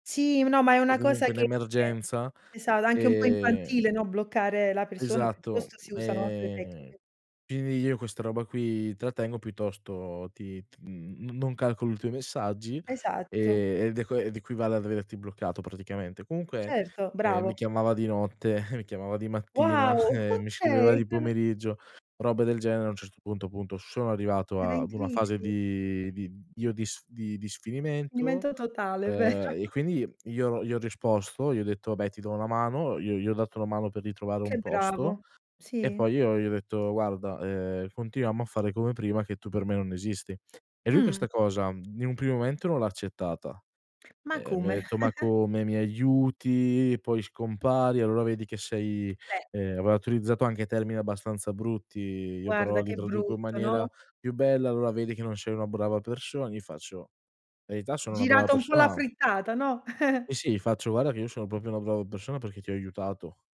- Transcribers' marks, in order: chuckle; laughing while speaking: "e"; "scriveva" said as "schiveva"; surprised: "Wow"; giggle; "Sfinimento" said as "inimento"; laughing while speaking: "vero"; tapping; chuckle; "Verità" said as "veità"; chuckle; "proprio" said as "propio"
- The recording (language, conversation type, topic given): Italian, podcast, Come puoi riparare la fiducia dopo un errore?
- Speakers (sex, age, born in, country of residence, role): female, 30-34, Italy, Italy, host; male, 20-24, Italy, Italy, guest